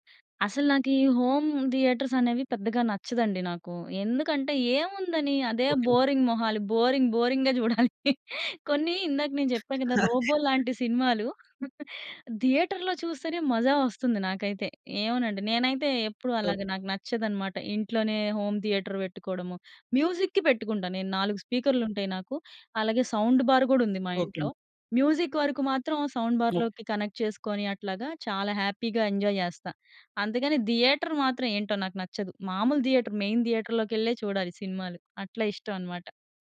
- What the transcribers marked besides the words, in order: in English: "హోమ్ థియేటర్స్"; in English: "బోరింగ్"; in English: "బోరింగ్, బోరింగ్‌గా"; laughing while speaking: "చూడాలి. కొన్ని"; chuckle; in English: "థియేటర్‌లో"; in English: "హోమ్ థియేటర్"; in English: "మ్యూజిక్‌కి"; other background noise; in English: "సౌండ్ బార్"; in English: "మ్యూజిక్"; in English: "సౌండ్ బార్‍లోకి కనెక్ట్"; in English: "హ్యాపీగా ఎంజాయ్"; in English: "థియేటర్"; in English: "మెయిన్ థియేటర్"
- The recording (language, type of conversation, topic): Telugu, podcast, మీ మొదటి సినిమా థియేటర్ అనుభవం ఎలా ఉండేది?